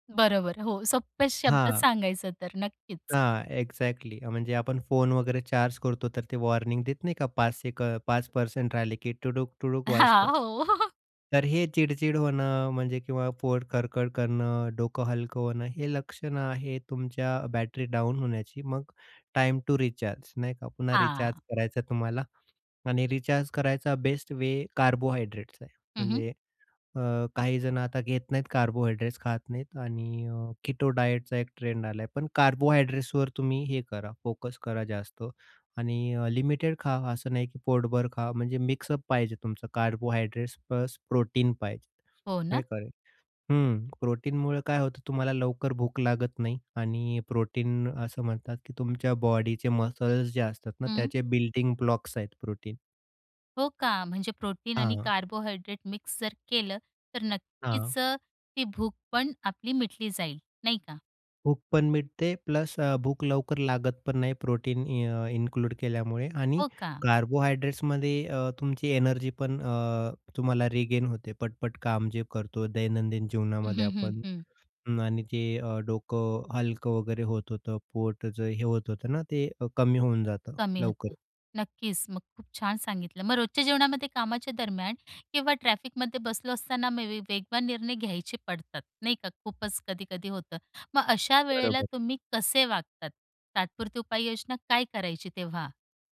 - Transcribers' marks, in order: in English: "एक्झॅक्टली"; in English: "चार्ज"; in English: "वॉर्निंग"; laughing while speaking: "हां, हो"; giggle; in English: "बॅटरी डाउन"; in English: "टाईम टु"; in English: "बेस्ट वे कार्बोहाइड्रेट्स"; in English: "कार्बोहाइड्रेट्स"; in English: "कीटो डायटचा"; in English: "कार्बोहाइड्रेट्सवर"; in English: "फोकस"; in English: "लिमिटेड"; in English: "मिक्सअप"; in English: "कार्बोहायड्रेट्स प्लस प्रोटीन"; in English: "प्रोटीनमुळे"; in English: "प्रोटीन"; in English: "बॉडीचे मसल्स"; in English: "ब्लॉक्स"; in English: "प्रोटीन"; in English: "प्रोटीन"; in English: "कार्बोहायड्रेट"; in English: "प्लस"; in English: "प्रोटीन"; in English: "इन्क्लूड"; in English: "कार्बोहायड्रेट्समध्ये"; in English: "रिगेन"; in English: "मे बी"
- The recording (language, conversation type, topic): Marathi, podcast, भूक आणि जेवणाची ठरलेली वेळ यांतला फरक तुम्ही कसा ओळखता?